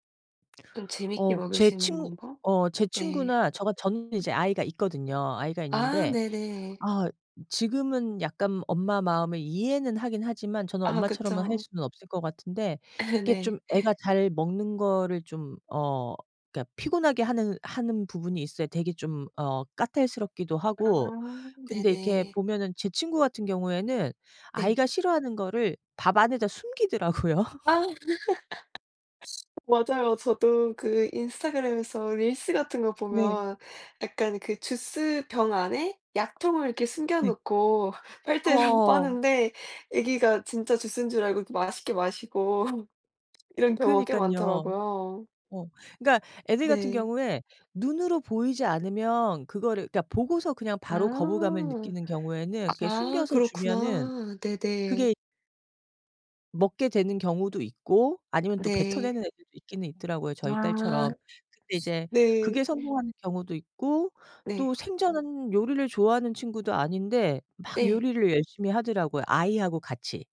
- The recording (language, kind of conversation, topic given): Korean, unstructured, 아이들에게 음식 취향을 강요해도 될까요?
- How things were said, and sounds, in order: laugh; laughing while speaking: "숨기더라고요?"; other background noise; laugh; laugh; laughing while speaking: "빨대로"; laugh